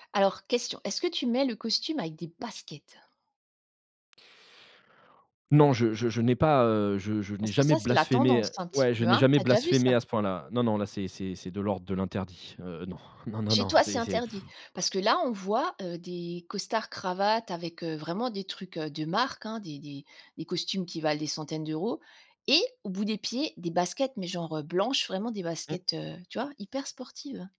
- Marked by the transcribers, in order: stressed: "baskets"; scoff
- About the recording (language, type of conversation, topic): French, podcast, Quel style te donne tout de suite confiance ?